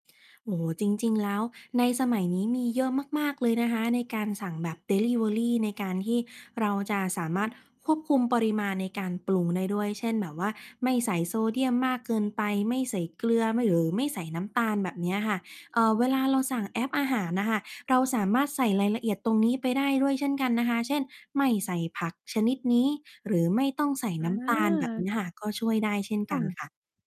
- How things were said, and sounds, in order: mechanical hum
- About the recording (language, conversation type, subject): Thai, advice, ฉันจะจัดการอย่างไรเมื่อไม่มีเวลาเตรียมอาหารเพื่อสุขภาพระหว่างทำงาน?